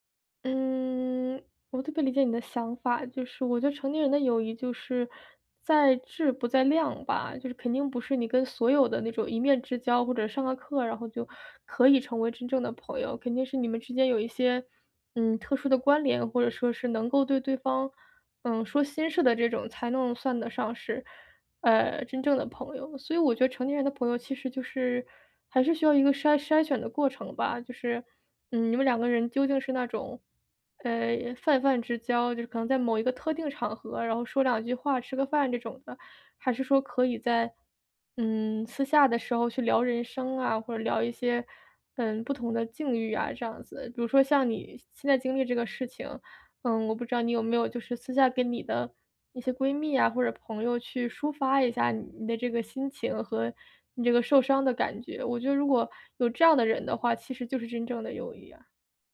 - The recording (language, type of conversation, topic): Chinese, advice, 我覺得被朋友排除時該怎麼調適自己的感受？
- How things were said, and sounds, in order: none